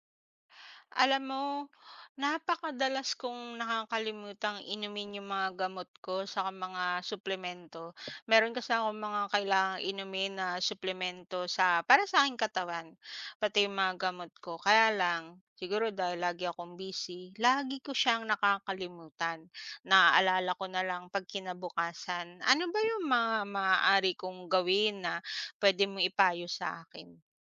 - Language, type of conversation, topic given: Filipino, advice, Paano mo maiiwasan ang madalas na pagkalimot sa pag-inom ng gamot o suplemento?
- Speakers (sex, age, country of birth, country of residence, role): female, 35-39, Philippines, Philippines, advisor; female, 35-39, Philippines, Philippines, user
- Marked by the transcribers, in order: tapping; other background noise